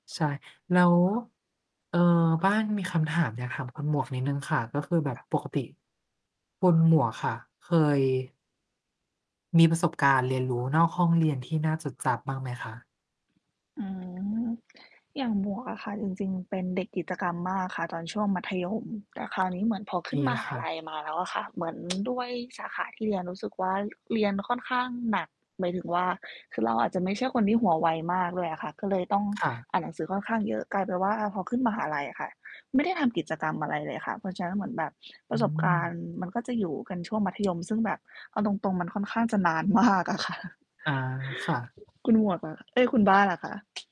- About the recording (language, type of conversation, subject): Thai, unstructured, คุณเคยมีประสบการณ์การเรียนรู้นอกห้องเรียนที่น่าจดจำไหม?
- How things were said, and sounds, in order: static; other background noise; distorted speech; tapping; laughing while speaking: "มาก"